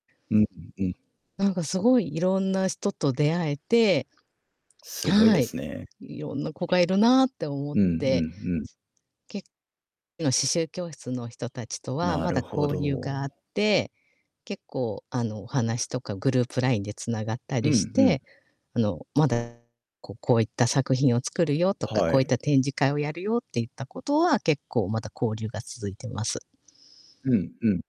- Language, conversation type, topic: Japanese, unstructured, 趣味を始めたきっかけは何ですか？
- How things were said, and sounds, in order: distorted speech